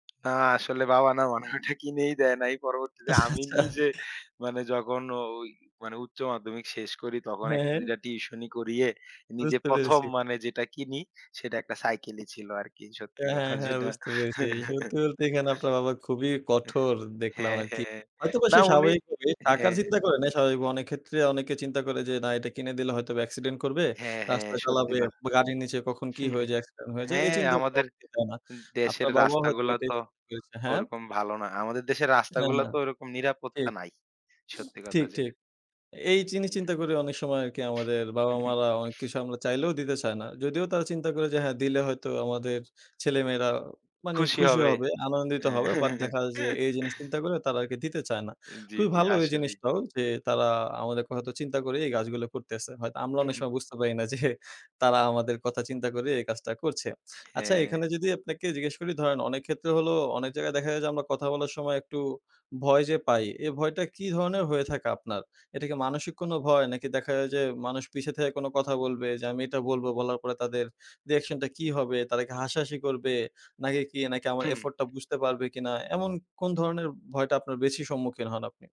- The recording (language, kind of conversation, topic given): Bengali, podcast, নিজের কাজ নিয়ে কথা বলতে ভয় লাগে কি?
- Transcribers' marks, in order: scoff; laughing while speaking: "আচ্ছা, আচ্ছা"; laugh; chuckle; laugh; scoff; in English: "রিঅ্যাকশন"; in English: "এফোর্ট"